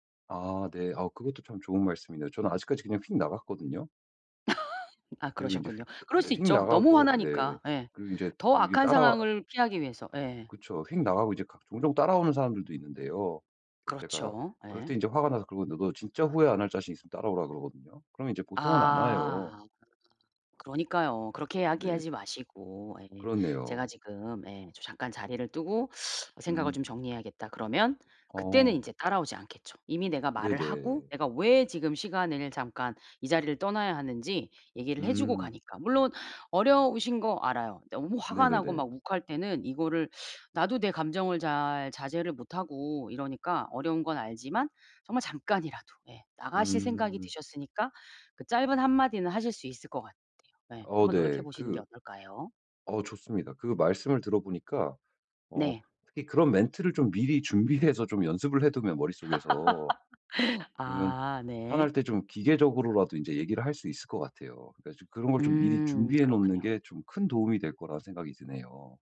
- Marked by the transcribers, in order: laugh; tapping; other background noise; laugh
- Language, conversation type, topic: Korean, advice, 분노와 불안을 더 잘 조절하려면 무엇부터 시작해야 할까요?